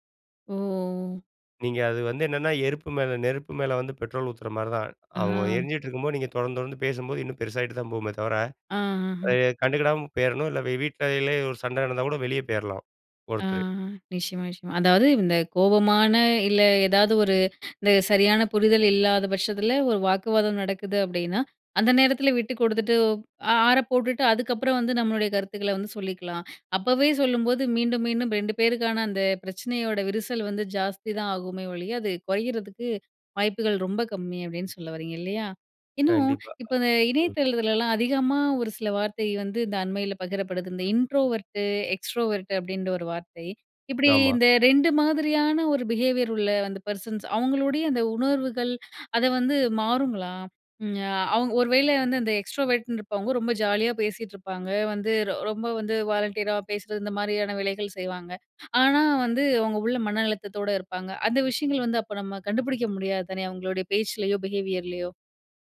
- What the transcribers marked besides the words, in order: inhale; inhale; inhale; in English: "இன்ட்ரோவர்டு, எக்ஸ்ட்ரோவர்ட்"; in English: "பிஹேவியர்"; in English: "பெர்சன்ஸ்"; inhale; in English: "எக்ஸ்ட்ரோவர்ட்னு"; in English: "வாலண்டியரா"; inhale; in English: "பிஹேவியர்லயோ"
- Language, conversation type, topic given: Tamil, podcast, மற்றவரின் உணர்வுகளை நீங்கள் எப்படிப் புரிந்துகொள்கிறீர்கள்?